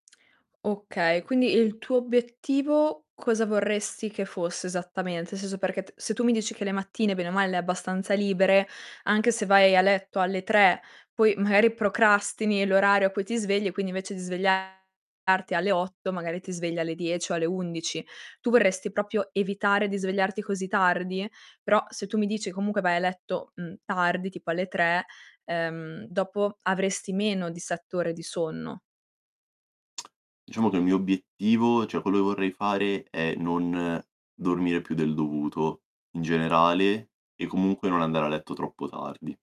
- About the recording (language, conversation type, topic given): Italian, advice, Quali difficoltà stai incontrando nel mantenere una routine mattutina stabile?
- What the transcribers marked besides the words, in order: "Senso" said as "seso"; distorted speech; "proprio" said as "propio"